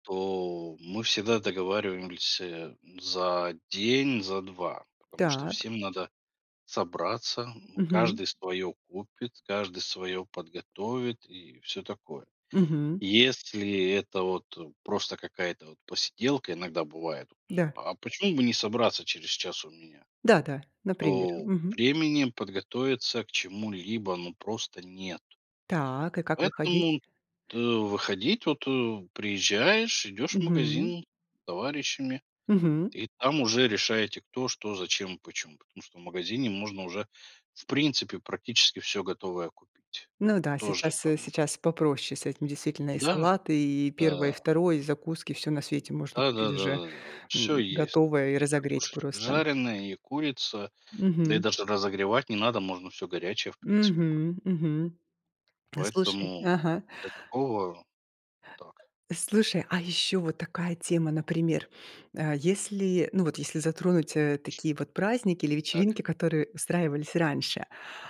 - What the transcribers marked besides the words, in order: "договариваемся" said as "договаримглься"; tapping; other background noise
- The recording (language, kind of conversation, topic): Russian, podcast, Как вам больше всего нравится готовить вместе с друзьями?